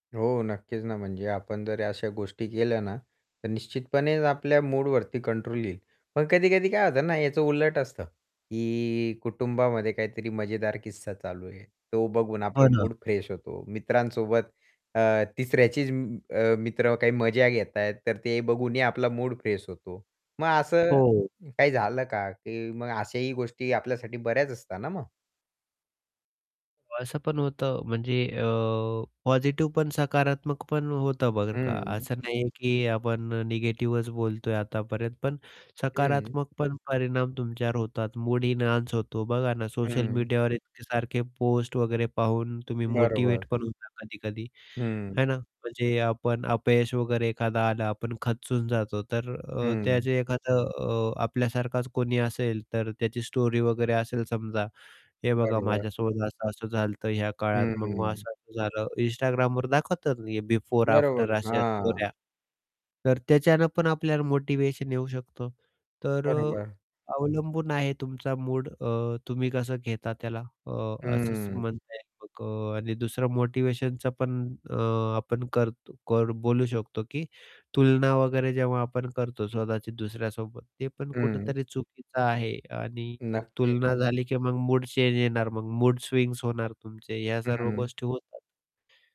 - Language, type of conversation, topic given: Marathi, podcast, सोशल मिडियाचा वापर केल्याने तुमच्या मनःस्थितीवर काय परिणाम होतो?
- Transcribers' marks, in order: static; distorted speech; in English: "फ्रेश"; in English: "फ्रेश"; in English: "एनहान्स"; in English: "स्टोरी"; in English: "स्टोऱ्या"